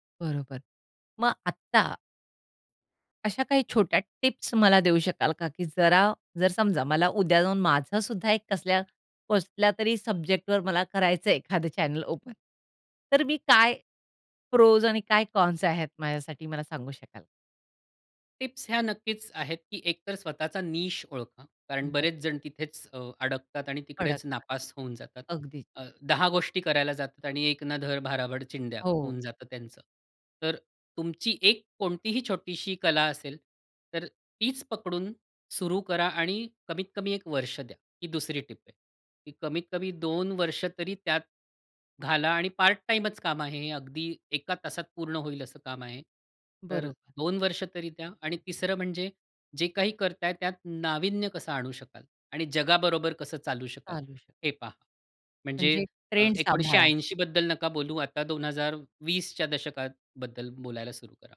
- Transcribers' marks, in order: in English: "ओपन"; in English: "प्रोज"; in English: "कॉन्स"; in English: "निश"
- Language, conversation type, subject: Marathi, podcast, सोशल मीडियामुळे तुमचा सर्जनशील प्रवास कसा बदलला?